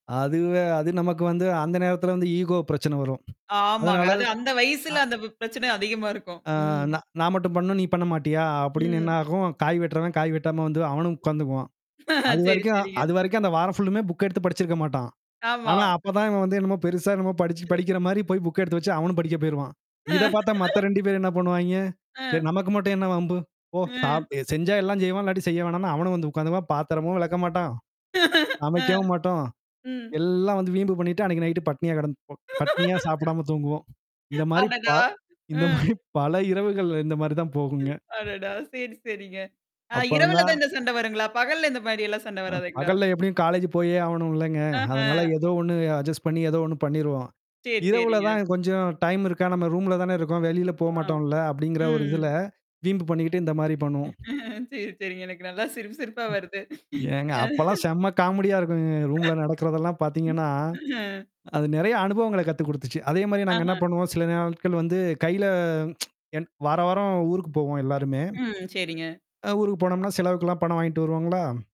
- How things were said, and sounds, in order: in English: "ஈகோ"; tapping; other noise; laughing while speaking: "ஆ சரி, சரிங்க"; in English: "ஃபுல்லுமே புக்"; chuckle; in English: "புக்"; laughing while speaking: "ஆ"; distorted speech; laugh; laugh; in English: "நைட்டு"; laughing while speaking: "இந்த மாரி பல இரவுகள்ல இந்த மாரி தான் போகுங்க"; breath; other background noise; in English: "காலேஜ்"; in English: "அட்ஜஸ்ட்"; in English: "டைம்"; in English: "ரூம்ல"; drawn out: "ம்"; laughing while speaking: "சரி, சரிங்க. எனக்கு நல்லா சிரிப்பு, சிரிப்பா வருது. அ"; in English: "காமெடியா"; in English: "ரூம்ல"; hiccup; tsk
- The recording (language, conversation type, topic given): Tamil, podcast, குடும்பத்திலிருந்து விடுபட்டு தனியாக வாழ ஆரம்பித்த நாள் நினைவில் இருப்பதா?